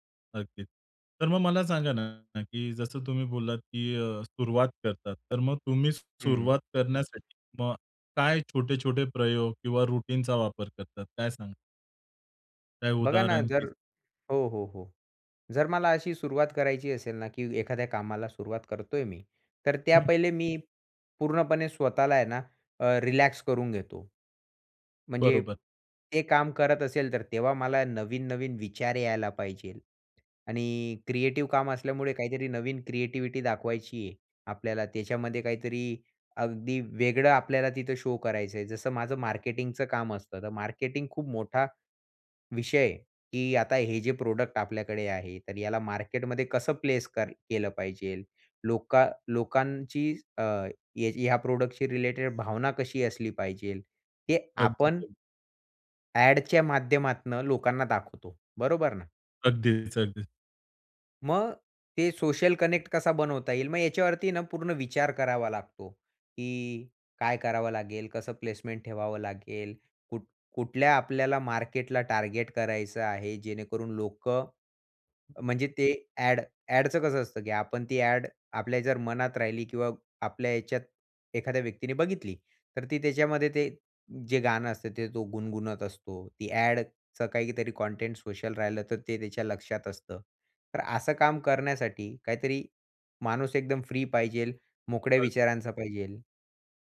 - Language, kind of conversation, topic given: Marathi, podcast, सर्जनशील अडथळा आला तर तुम्ही सुरुवात कशी करता?
- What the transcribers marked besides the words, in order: in English: "रुटीनचा"; in English: "रिलॅक्स"; tapping; in English: "शो"; in English: "प्रॉडक्ट"; in English: "प्लेस"; in English: "प्रॉडक्टशी"; in English: "कनेक्ट"; other background noise; in English: "प्लेसमेंट"; in English: "टार्गेट"